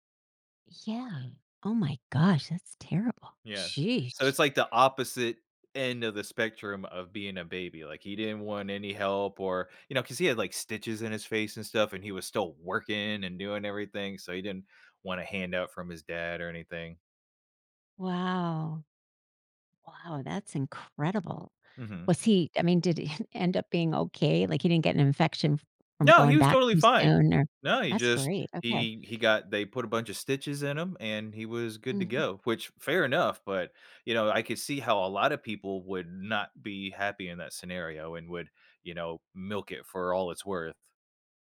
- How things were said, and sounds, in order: chuckle
- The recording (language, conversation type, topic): English, unstructured, How should I decide who to tell when I'm sick?